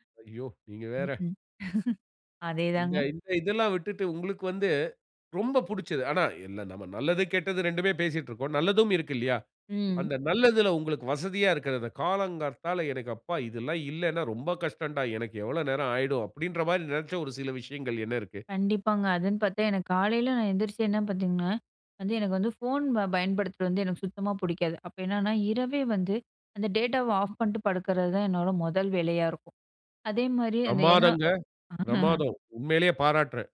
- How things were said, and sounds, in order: laugh; in English: "டேட்டாவ"; laugh
- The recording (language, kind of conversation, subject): Tamil, podcast, காலை நேர நடைமுறையில் தொழில்நுட்பம் எவ்வளவு இடம் பெறுகிறது?